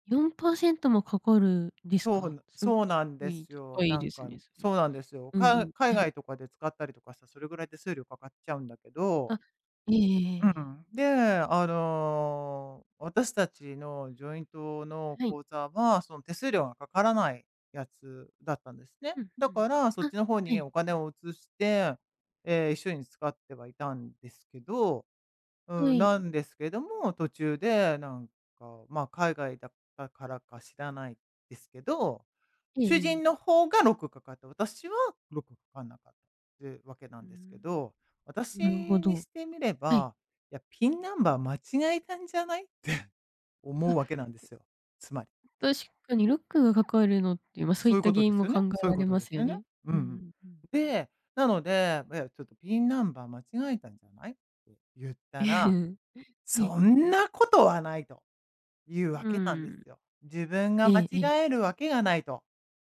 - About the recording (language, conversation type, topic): Japanese, advice, 収入やお金の使い方について配偶者と対立している状況を説明していただけますか？
- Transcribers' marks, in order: unintelligible speech; chuckle; in English: "ジョイント"; chuckle; chuckle